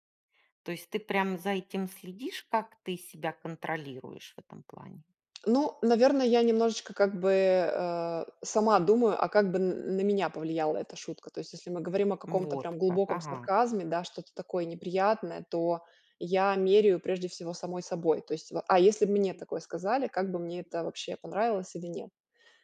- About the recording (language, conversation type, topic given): Russian, podcast, Как вы используете юмор в разговорах?
- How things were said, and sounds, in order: none